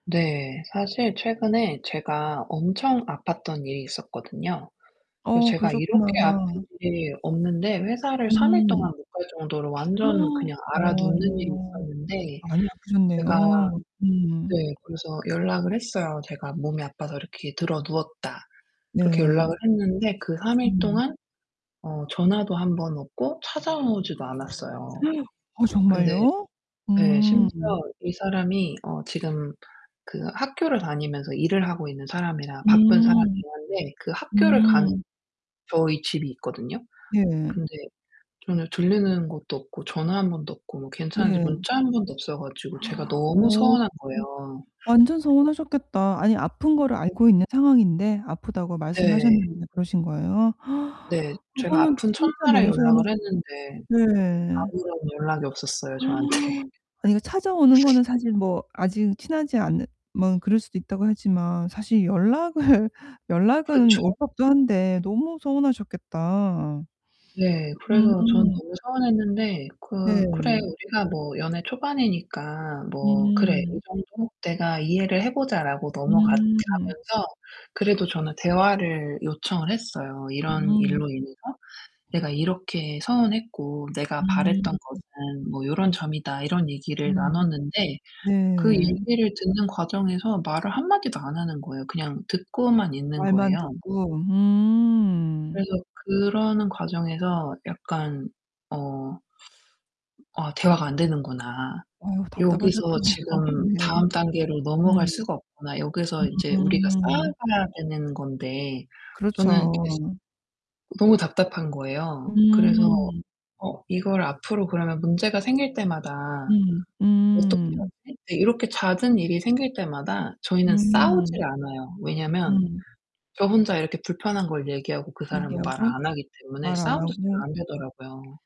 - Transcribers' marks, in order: distorted speech; other background noise; gasp; gasp; gasp; gasp; gasp; laughing while speaking: "저한테"; laugh; laughing while speaking: "연락을"; tapping; laughing while speaking: "답답하셨겠네요"
- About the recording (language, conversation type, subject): Korean, advice, 연애 초반에 서로 신뢰를 쌓고 원활하게 소통하려면 어떻게 해야 하나요?